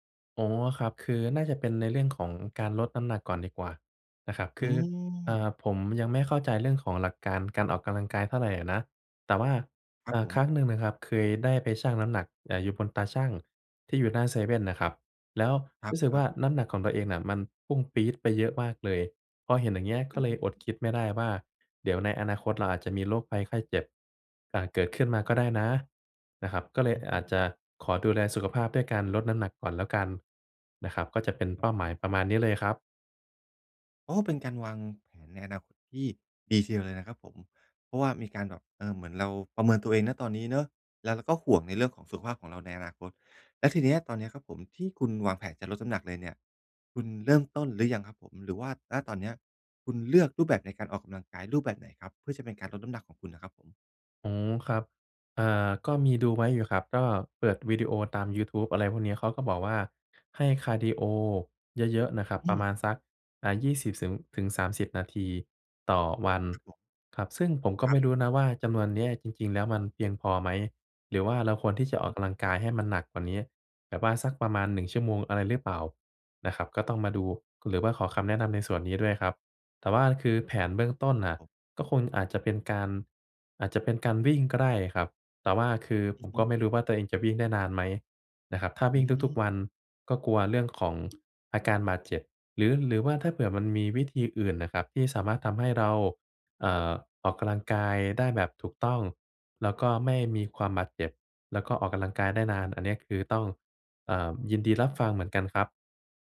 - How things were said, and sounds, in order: tapping
- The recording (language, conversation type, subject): Thai, advice, ฉันจะวัดความคืบหน้าเล็กๆ ในแต่ละวันได้อย่างไร?